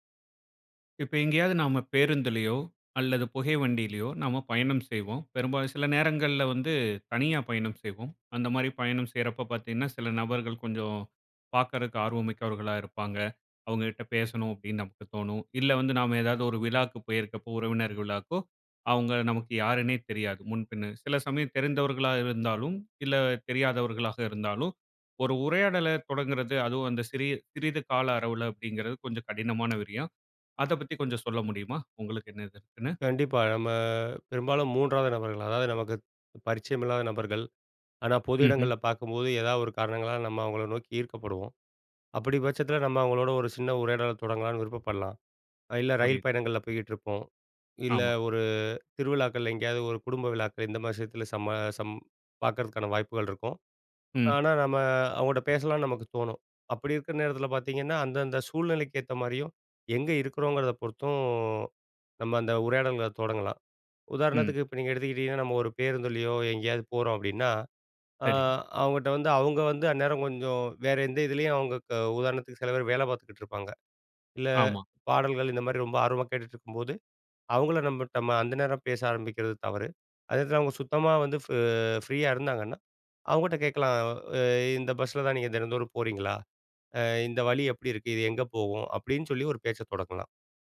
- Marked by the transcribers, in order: tapping; drawn out: "நம்ம"; drawn out: "சம்ம சம்"
- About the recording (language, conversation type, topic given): Tamil, podcast, சின்ன உரையாடலை எப்படித் தொடங்குவீர்கள்?